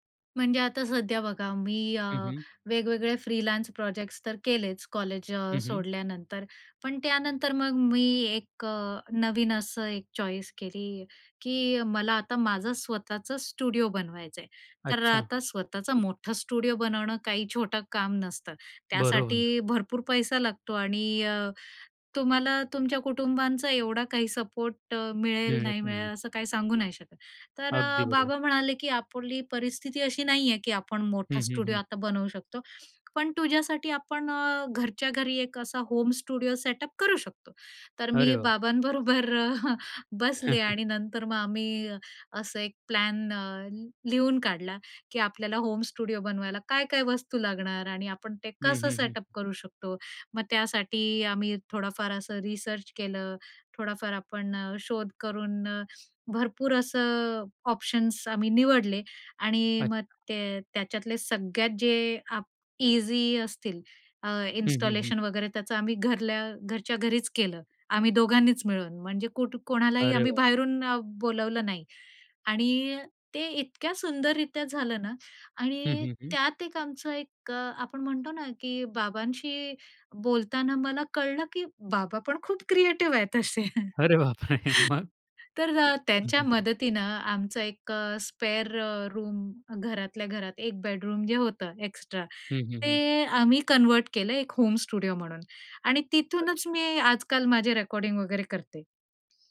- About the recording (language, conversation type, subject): Marathi, podcast, तुझा पॅशन प्रोजेक्ट कसा सुरू झाला?
- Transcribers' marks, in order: other background noise; in English: "फ्रीलान्स"; tapping; in English: "चॉईस"; in English: "स्टुडिओ"; in English: "स्टुडिओ"; in English: "स्टुडिओ"; in English: "होम स्टुडिओ सेटअप"; chuckle; in English: "होम स्टुडिओ"; in English: "सेटअप"; in English: "इन्स्टॉलेशन"; laughing while speaking: "अरे, बापरे! मग?"; chuckle; in English: "स्पेअर रूम"; in English: "होम स्टुडिओ"